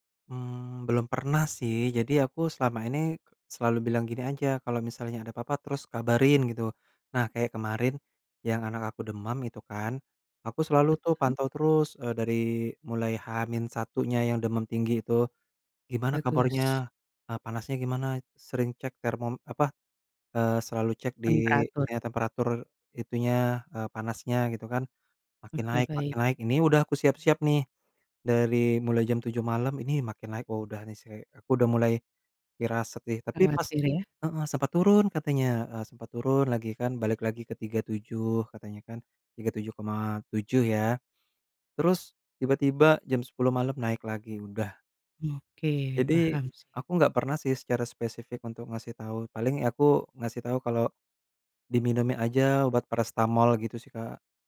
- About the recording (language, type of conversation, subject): Indonesian, advice, Mengapa saya terus-menerus khawatir tentang kesehatan diri saya atau keluarga saya?
- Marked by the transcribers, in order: none